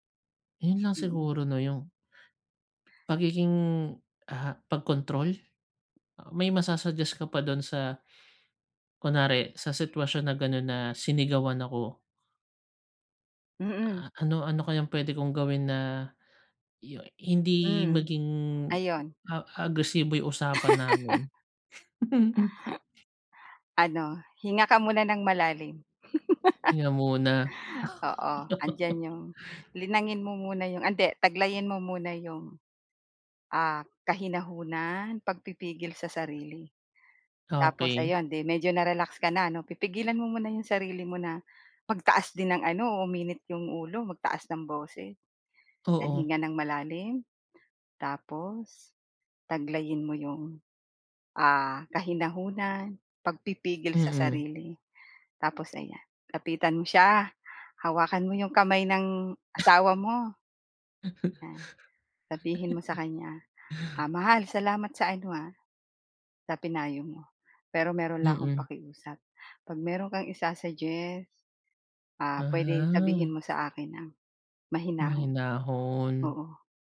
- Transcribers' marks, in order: laugh; laugh; laugh; laugh
- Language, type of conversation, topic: Filipino, advice, Paano ko tatanggapin ang konstruktibong puna nang hindi nasasaktan at matuto mula rito?